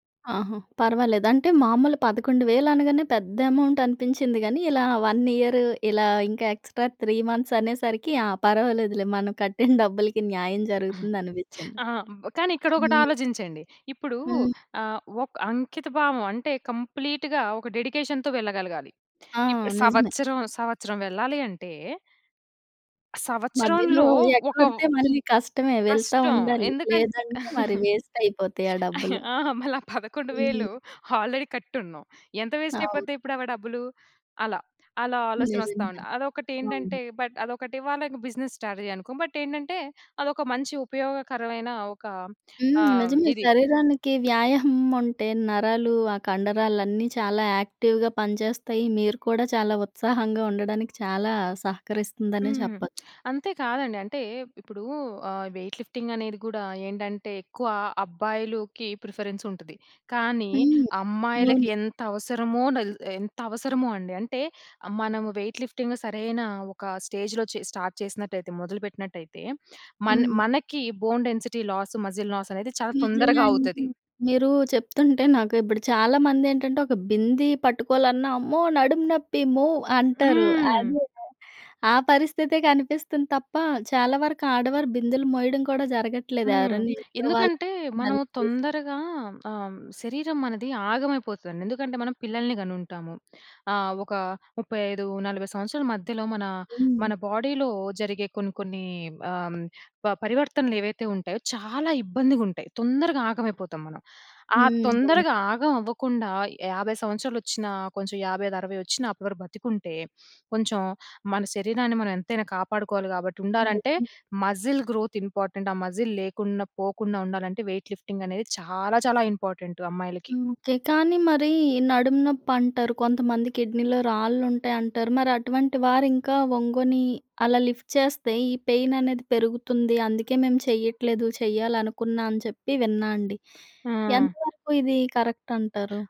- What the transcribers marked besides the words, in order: in English: "అమౌంట్"; in English: "వన్"; in English: "ఎక్స్‌ట్రా త్రీ మంత్స్"; giggle; chuckle; other background noise; in English: "కంప్లీట్‌గా"; in English: "డెడికేషన్‌తో"; in English: "వేస్ట్"; laughing while speaking: "పదకొండు వేలు ఆల్రెడీ కట్టి ఉన్నాం"; in English: "ఆల్రెడీ"; in English: "వేస్ట్"; in English: "బట్"; in English: "బిజినెస్ స్ట్రాటజి"; in English: "బట్"; in English: "యాక్టివ్‌గా"; tapping; in English: "వెయిట్ లిఫ్టింగ్"; in English: "ప్రిఫరెన్స్"; in English: "వెయిట్ లిఫ్టింగ్"; in English: "స్టేజ్‌లో"; in English: "స్టార్ట్"; in English: "బోన్ డెన్సిటీ లాస్ ,మజిల్ లాస్"; giggle; in English: "బాడీలో"; stressed: "చాలా"; in English: "మజిల్ గ్రోత్ ఇంపార్టెంట్"; in English: "మజిల్"; in English: "వెయిట్ లిఫ్టింగ్"; in English: "కిడ్నీలో"; in English: "లిఫ్ట్"; in English: "పెయిన్"; other noise; in English: "కరెక్ట్"
- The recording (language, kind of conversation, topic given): Telugu, podcast, పని తర్వాత మీరు ఎలా విశ్రాంతి పొందుతారు?